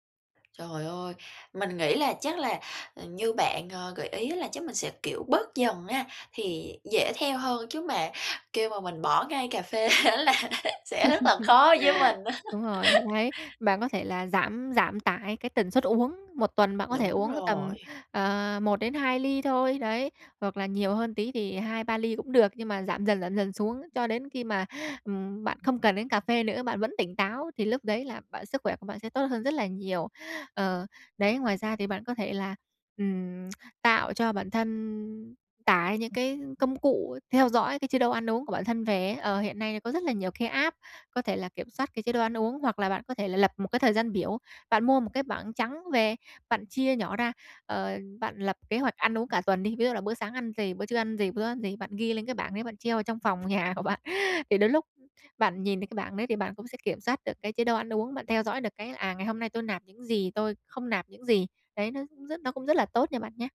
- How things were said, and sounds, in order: tapping; laughing while speaking: "á là"; laugh; laughing while speaking: "á"; in English: "app"; laughing while speaking: "nhà"
- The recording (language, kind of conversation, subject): Vietnamese, advice, Việc ăn uống thất thường ảnh hưởng đến tâm trạng của tôi như thế nào và tôi nên làm gì?